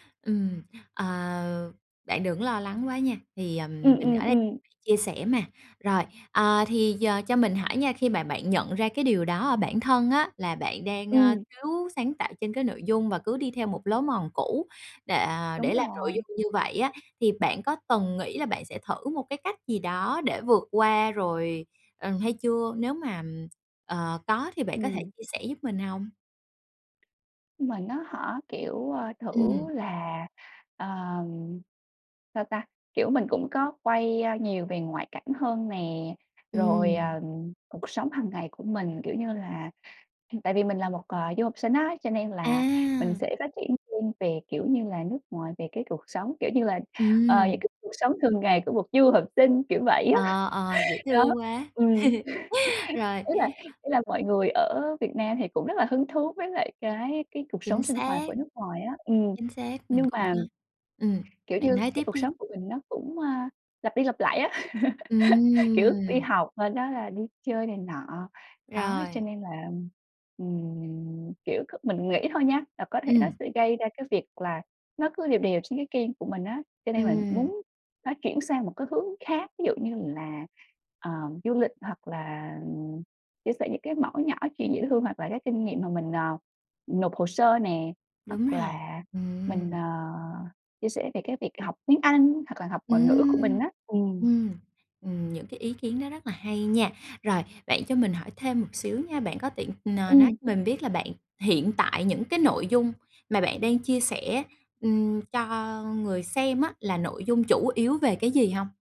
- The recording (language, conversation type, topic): Vietnamese, advice, Làm sao để lấy lại động lực khi bị bế tắc và thấy tiến bộ chững lại?
- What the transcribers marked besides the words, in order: tapping; other background noise; laugh; laugh; drawn out: "Ừm"